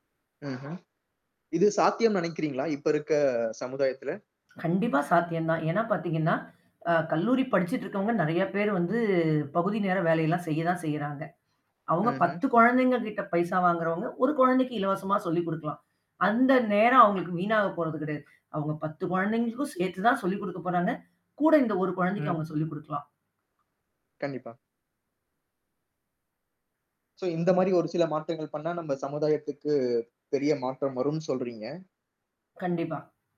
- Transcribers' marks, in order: static; other background noise; distorted speech; in English: "சோ"
- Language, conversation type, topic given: Tamil, podcast, ஒரு சமூகத்தில் செய்யப்படும் சிறிய உதவிகள் எப்படி பெரிய மாற்றத்தை உருவாக்கும் என்று நீங்கள் நினைக்கிறீர்கள்?